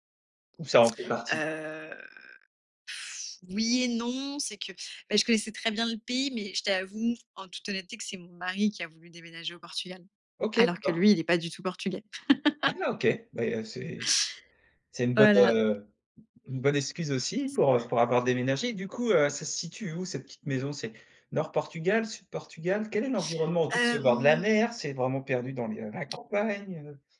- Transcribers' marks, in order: other background noise; drawn out: "Heu"; scoff; laugh; tapping; drawn out: "Hem"
- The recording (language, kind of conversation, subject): French, podcast, Raconte un souvenir d'enfance lié à tes origines